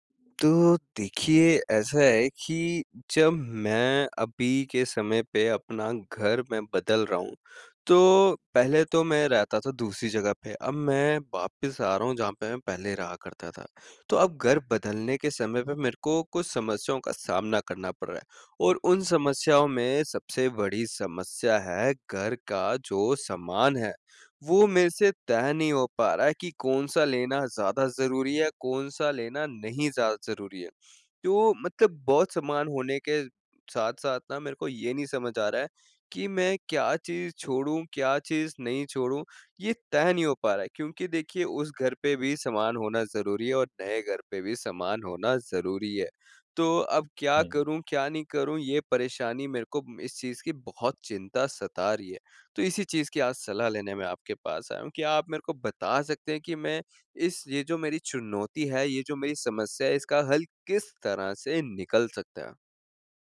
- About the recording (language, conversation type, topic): Hindi, advice, घर में बहुत सामान है, क्या छोड़ूँ यह तय नहीं हो रहा
- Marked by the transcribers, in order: none